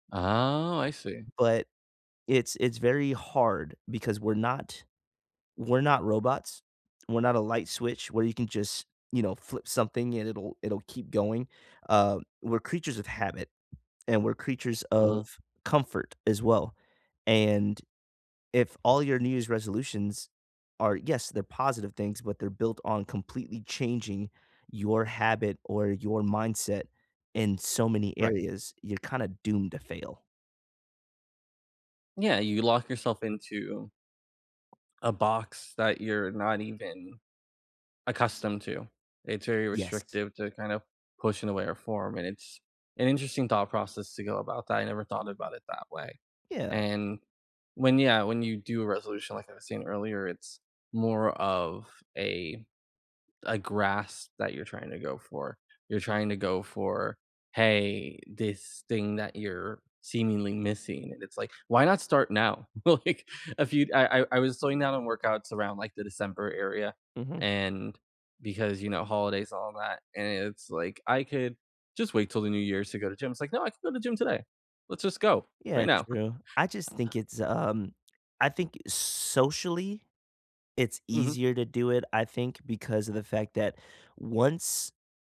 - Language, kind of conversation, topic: English, unstructured, What small step can you take today toward your goal?
- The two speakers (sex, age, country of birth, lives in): male, 30-34, United States, United States; male, 30-34, United States, United States
- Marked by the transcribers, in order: drawn out: "Oh"; stressed: "hard"; tapping; laughing while speaking: "Like"; chuckle